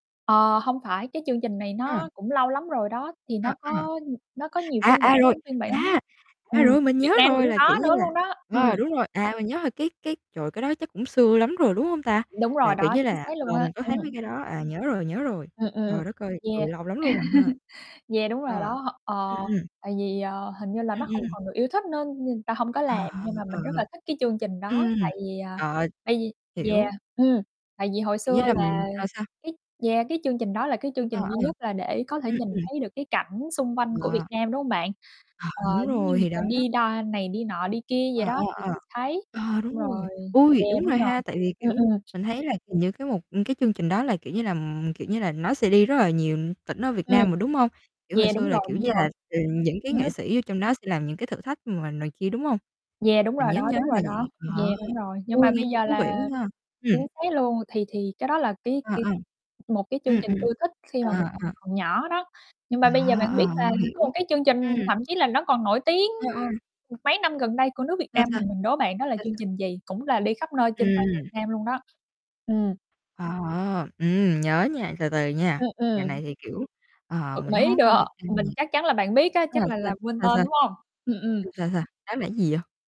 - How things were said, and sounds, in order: distorted speech; other background noise; laugh; static; "người" said as "ừn"; tapping; unintelligible speech; mechanical hum; sniff
- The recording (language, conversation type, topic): Vietnamese, unstructured, Bạn thích xem chương trình truyền hình nào nhất?